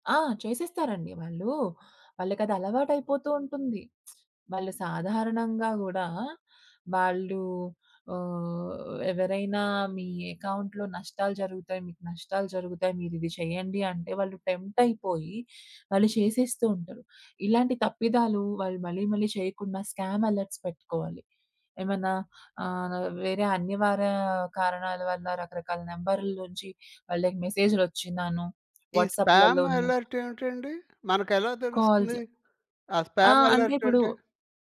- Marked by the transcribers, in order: in English: "అకౌంట్‌లో"; in English: "టెంప్ట్"; in English: "స్కామ్ అలర్ట్స్"; in English: "నంబర్‌ల"; other background noise; in English: "వాట్సాప్‌లలోను"; in English: "స్పామ్ అలర్ట్"; in English: "కాల్స్"; in English: "స్పామ్ అలర్ట్"
- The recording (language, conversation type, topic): Telugu, podcast, నీ ఇంట్లో పెద్దవారికి సాంకేతికత నేర్పేటప్పుడు నువ్వు అత్యంత కీలకంగా భావించే విషయం ఏమిటి?